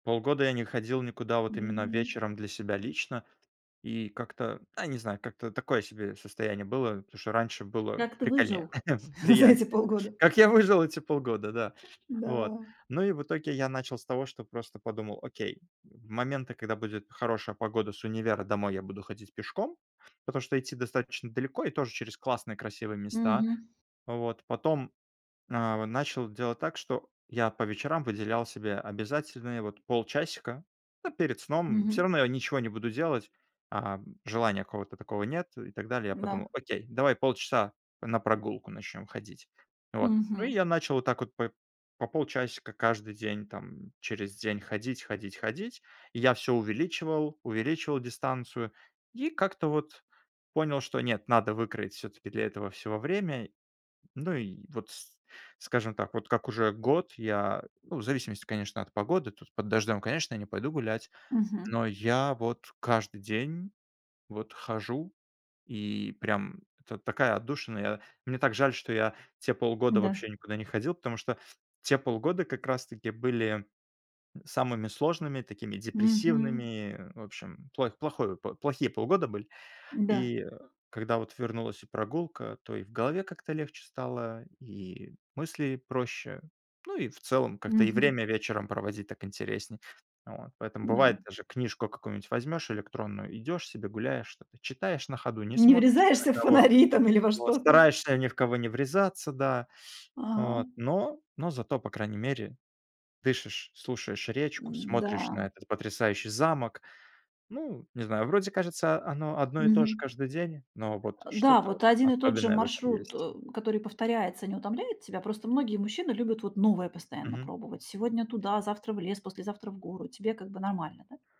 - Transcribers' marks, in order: tapping; laughing while speaking: "За эти"; chuckle; other background noise; laughing while speaking: "в фонари там"
- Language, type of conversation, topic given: Russian, podcast, Какие первые шаги ты предпринял, чтобы снова вернуться к своему хобби?